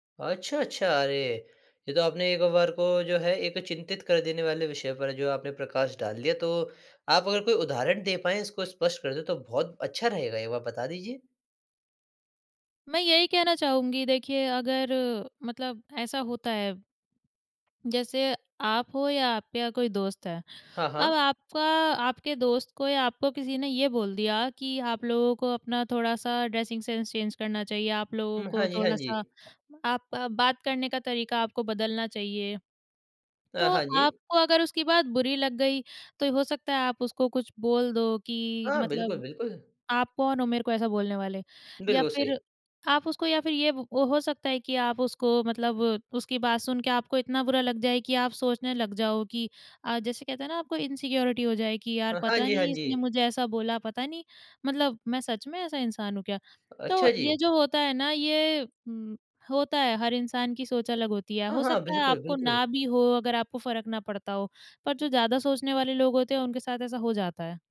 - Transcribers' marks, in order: tapping; in English: "ड्रेसिंग सेन्स चैंज"; in English: "इनसिक्योरिटी"
- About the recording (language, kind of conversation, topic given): Hindi, podcast, क्या आप चलन के पीछे चलते हैं या अपनी राह चुनते हैं?